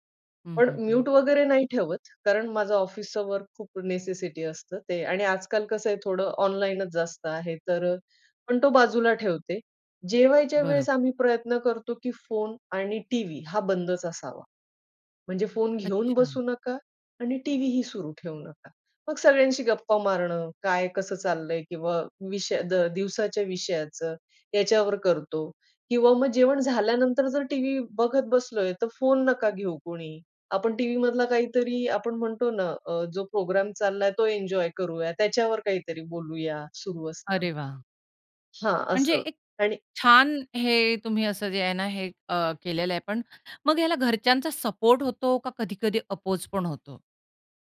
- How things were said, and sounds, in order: in English: "म्यूट"; in English: "नेसेसिटी"; other background noise; in English: "अपोज"
- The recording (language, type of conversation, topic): Marathi, podcast, सूचनांवर तुम्ही नियंत्रण कसे ठेवता?